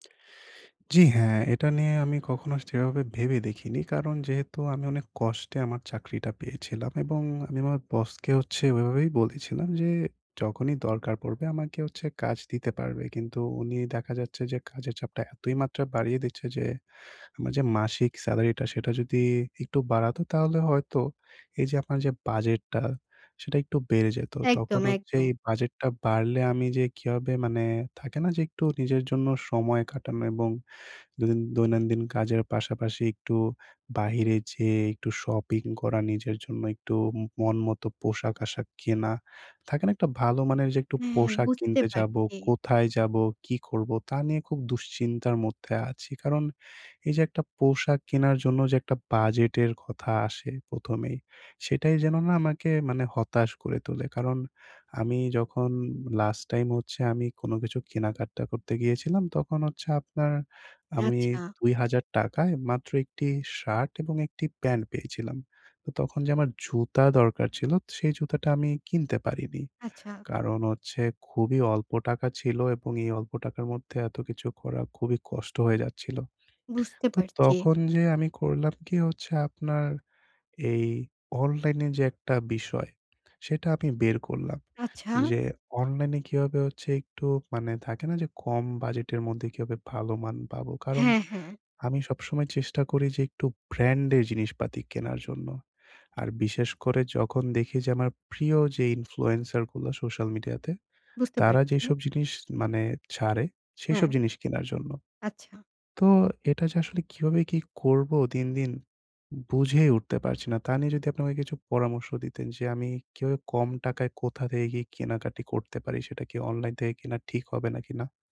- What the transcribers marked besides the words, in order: tapping; "কেনাকাটা" said as "কেনাকাটি"
- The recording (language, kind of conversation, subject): Bengali, advice, বাজেটের মধ্যে ভালো মানের পোশাক কোথায় এবং কীভাবে পাব?
- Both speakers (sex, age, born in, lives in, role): female, 25-29, Bangladesh, Bangladesh, advisor; male, 20-24, Bangladesh, Bangladesh, user